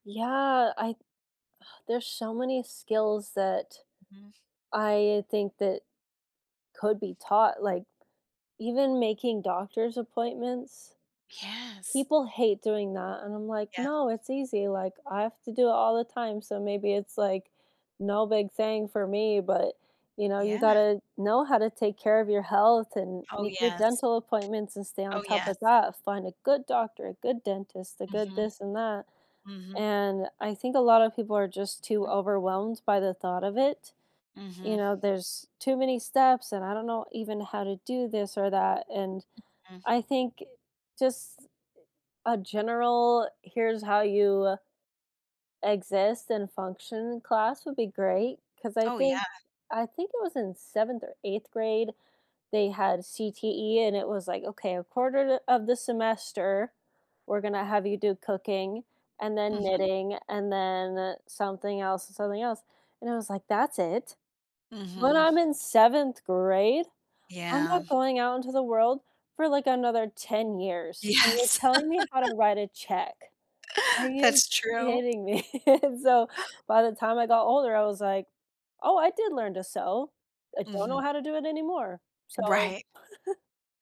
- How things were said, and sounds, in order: sigh; tapping; other background noise; disgusted: "That's it? When I'm in … write a check"; laughing while speaking: "Yes"; chuckle; laugh; laughing while speaking: "me?"; chuckle; chuckle
- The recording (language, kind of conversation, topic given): English, unstructured, How can schools make learning more fun?
- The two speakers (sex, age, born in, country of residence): female, 30-34, United States, United States; female, 50-54, United States, United States